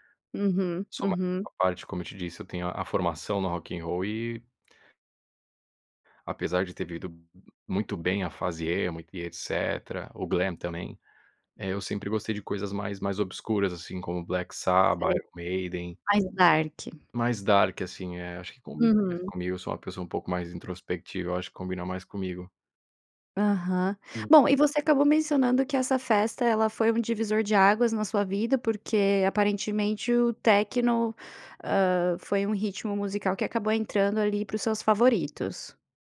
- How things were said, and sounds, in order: unintelligible speech; in English: "dark"; in English: "dark"
- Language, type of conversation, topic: Portuguese, podcast, Como a música influenciou quem você é?